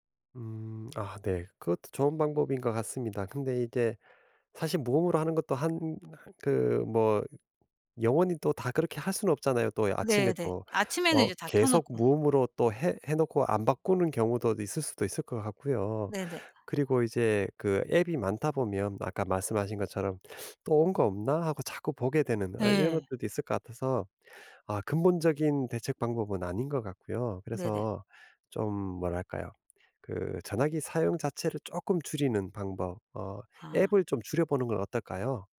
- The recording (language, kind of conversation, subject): Korean, advice, 일상에서 디지털 알림으로부터 집중을 지키려면 어떻게 해야 하나요?
- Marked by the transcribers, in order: other background noise; tapping